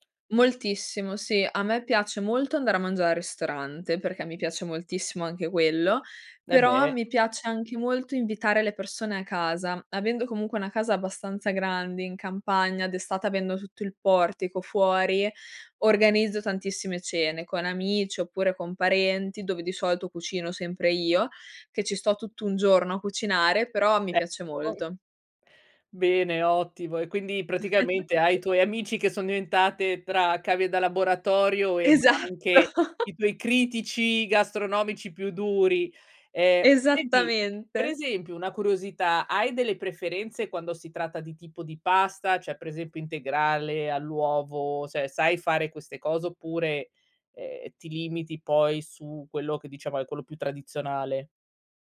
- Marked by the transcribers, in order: unintelligible speech; giggle; laughing while speaking: "Esatto"; chuckle; "Cioè" said as "ceh"
- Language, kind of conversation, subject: Italian, podcast, Come trovi l’equilibrio tra lavoro e hobby creativi?